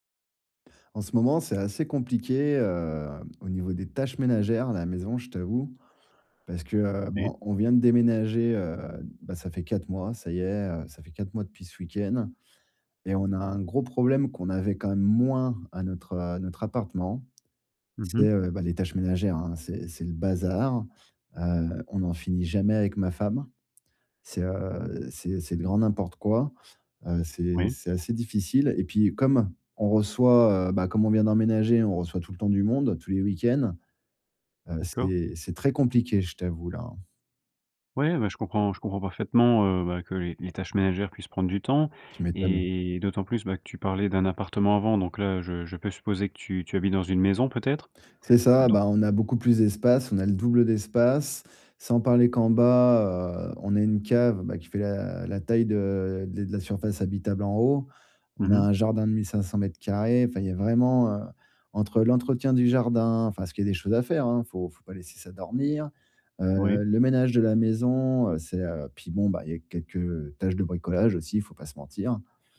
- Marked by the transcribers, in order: none
- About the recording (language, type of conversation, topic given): French, advice, Comment réduire la charge de tâches ménagères et préserver du temps pour soi ?